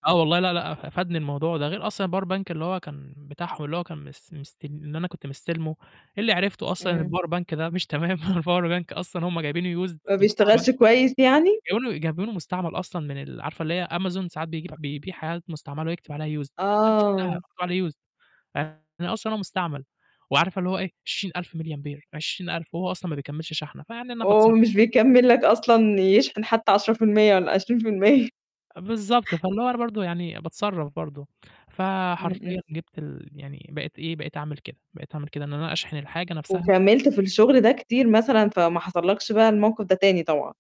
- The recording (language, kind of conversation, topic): Arabic, podcast, إيه خطتك لو بطارية موبايلك خلصت وإنت تايه؟
- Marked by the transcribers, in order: in English: "الpower bank"; in English: "الpower bank"; laugh; in English: "الpower bank"; in English: "used"; distorted speech; tapping; in English: "used"; in English: "used"; chuckle